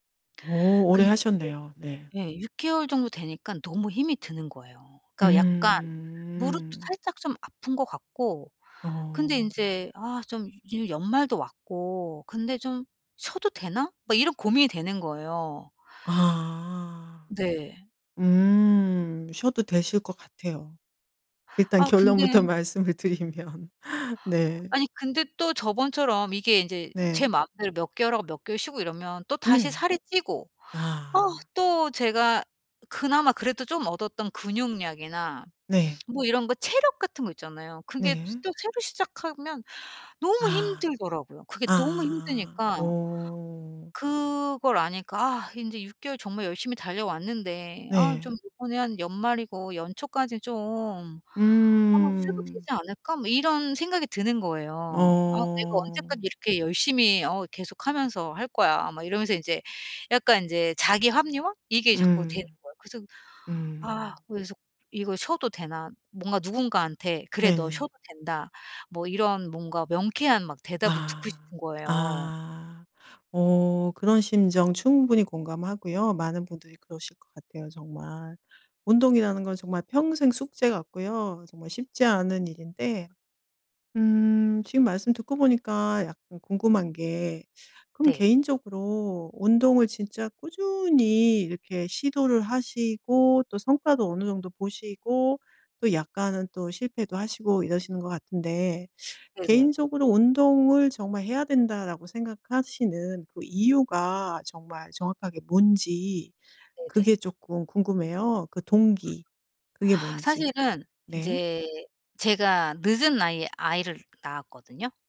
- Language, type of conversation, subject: Korean, advice, 꾸준히 운동하고 싶지만 힘들 땐 쉬어도 될지 어떻게 결정해야 하나요?
- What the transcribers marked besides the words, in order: laughing while speaking: "말씀을 드리면"; other background noise; sigh